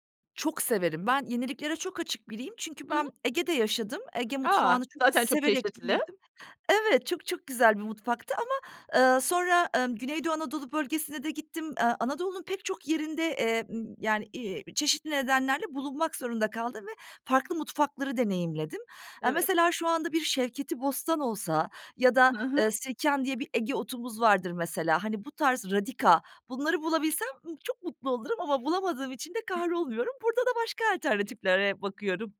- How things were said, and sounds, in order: other noise
- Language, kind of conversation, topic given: Turkish, podcast, Yemek yaparken nelere dikkat edersin ve genelde nasıl bir rutinin var?